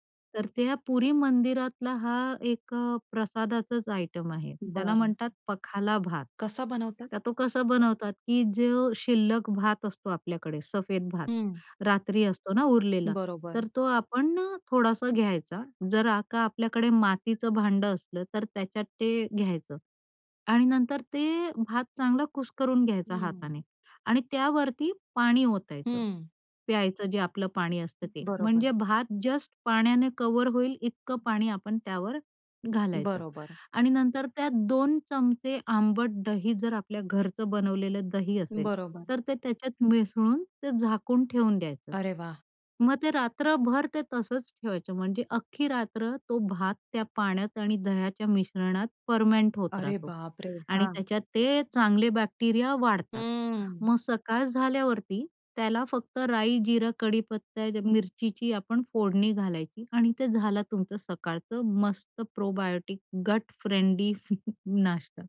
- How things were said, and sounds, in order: other background noise; in English: "जस्ट"; in English: "फर्मेंट"; in English: "प्रोबायोटिक गट फ्रेंडली"; chuckle
- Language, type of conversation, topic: Marathi, podcast, फ्रिजमध्ये उरलेले अन्नपदार्थ तुम्ही सर्जनशीलपणे कसे वापरता?